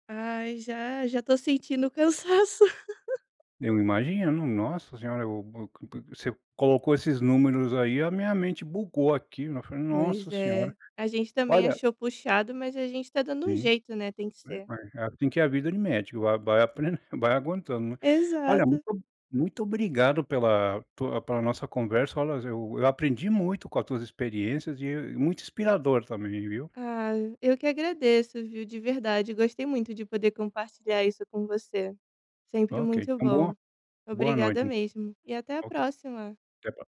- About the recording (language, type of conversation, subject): Portuguese, podcast, O que é mais importante: a nota ou o aprendizado?
- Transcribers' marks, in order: laughing while speaking: "cansaço"; laugh